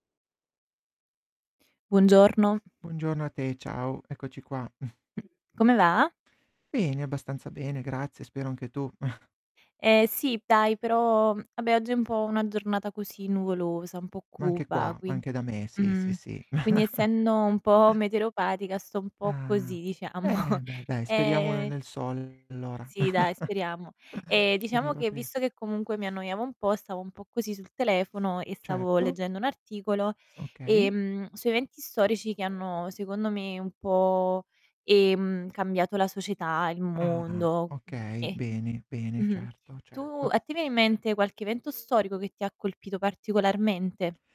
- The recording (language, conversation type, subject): Italian, unstructured, Qual è l’evento storico che ti ha colpito di più?
- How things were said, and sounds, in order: static; chuckle; tapping; chuckle; chuckle; "essendo" said as "essenno"; distorted speech; laughing while speaking: "diciamo"; chuckle